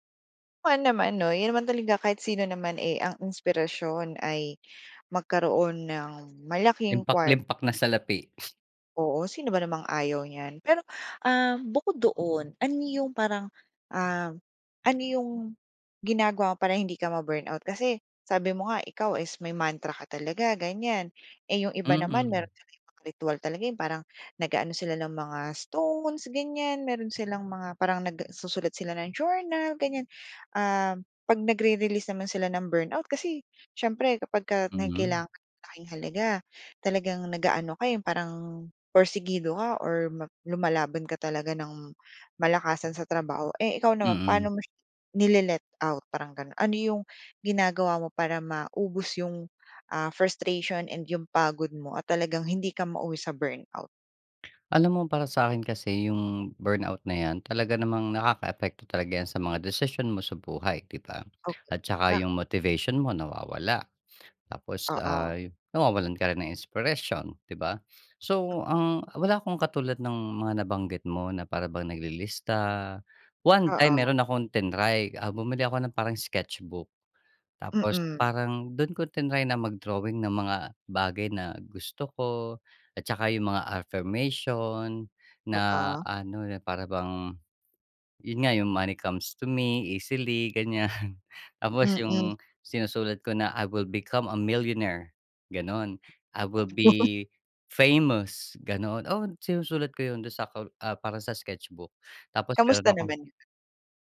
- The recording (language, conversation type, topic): Filipino, podcast, Ano ang ginagawa mo para manatiling inspirado sa loob ng mahabang panahon?
- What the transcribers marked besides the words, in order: other background noise; tapping; in English: "frustration"; in English: "Money comes to me easily"; chuckle; in English: "I will become a millionaire!"; in English: "I will be, famous"; laugh